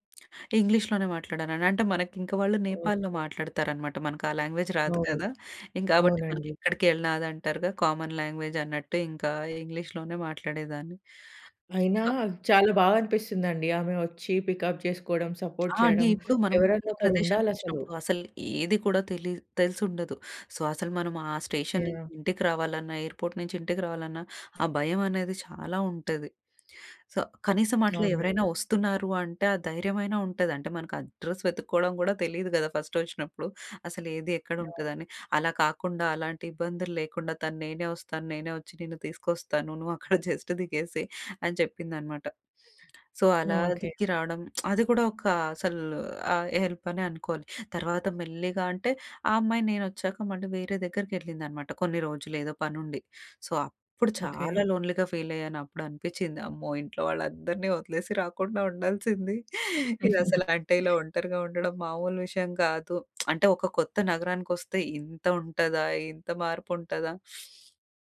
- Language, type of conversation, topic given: Telugu, podcast, ఒక నగరాన్ని సందర్శిస్తూ మీరు కొత్తదాన్ని కనుగొన్న అనుభవాన్ని కథగా చెప్పగలరా?
- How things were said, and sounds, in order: other background noise; in English: "ఇంగ్లీష్‍లోనే"; in English: "లాంగ్వేజ్"; in English: "కామన్ లాంగ్వేజ్"; in English: "ఇంగ్లీష్‌లోనే"; other noise; in English: "పికప్"; tapping; in English: "సపోర్ట్"; in English: "సో"; in English: "స్టేషన్"; in English: "ఎయిర్పోర్ట్"; in English: "సో"; in English: "అడ్రస్"; in English: "ఫస్ట్"; giggle; in English: "జస్ట్"; in English: "సో"; "దిగి" said as "దిక్కి"; lip smack; in English: "హెల్ప్"; in English: "సో"; in English: "లోన్లీగా ఫీల్"; giggle; lip smack